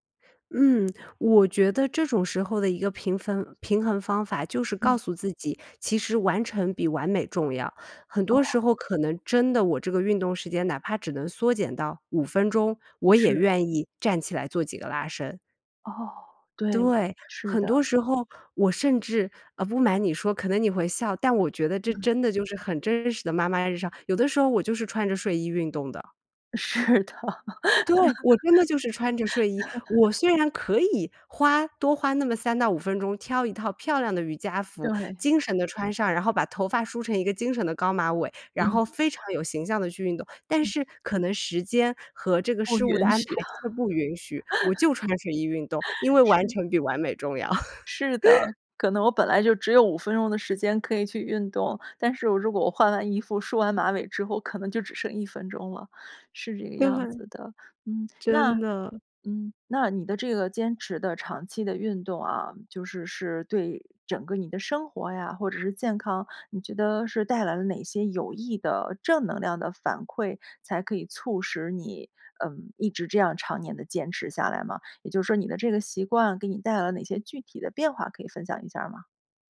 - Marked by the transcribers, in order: other background noise; laughing while speaking: "是的"; joyful: "对，我真的就是穿着睡衣"; laugh; laughing while speaking: "不允许啊"; laugh; laughing while speaking: "是的"; laugh
- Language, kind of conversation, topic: Chinese, podcast, 说说你的晨间健康习惯是什么？
- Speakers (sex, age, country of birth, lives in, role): female, 30-34, China, United States, guest; female, 45-49, China, United States, host